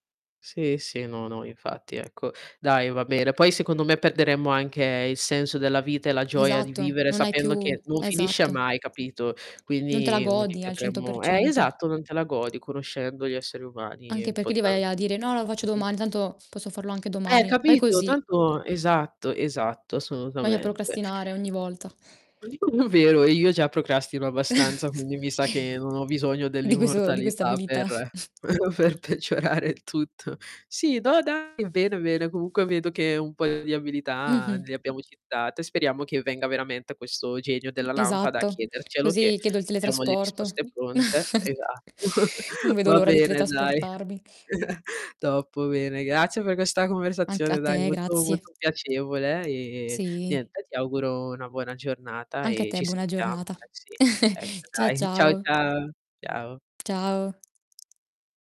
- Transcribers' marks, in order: tapping; other background noise; distorted speech; mechanical hum; "perché" said as "peché"; "assolutamente" said as "assonutamente"; chuckle; chuckle; chuckle; laughing while speaking: "per peggiorare il tutto"; "paio" said as "poio"; static; chuckle; chuckle; in English: "Top"; chuckle
- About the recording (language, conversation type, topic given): Italian, unstructured, Se potessi imparare una nuova abilità senza limiti, quale sceglieresti?